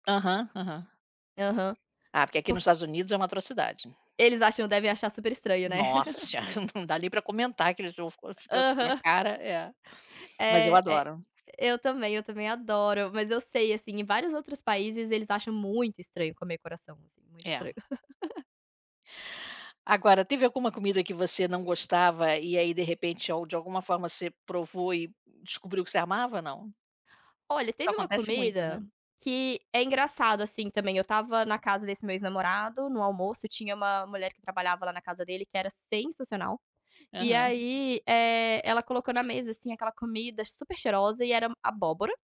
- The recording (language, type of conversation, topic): Portuguese, unstructured, Qual comida faz você se sentir mais confortável?
- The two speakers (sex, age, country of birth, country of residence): female, 30-34, Brazil, Portugal; female, 60-64, Brazil, United States
- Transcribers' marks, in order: tapping; laughing while speaking: "não dá nem pra comentar"; unintelligible speech; laugh